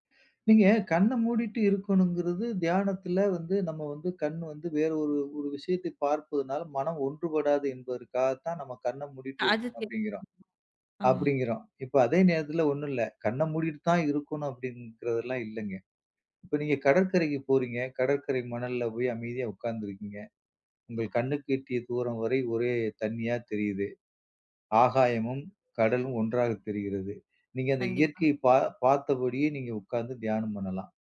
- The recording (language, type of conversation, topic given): Tamil, podcast, நேரம் இல்லாத நாளில் எப்படி தியானம் செய்யலாம்?
- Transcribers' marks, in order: other background noise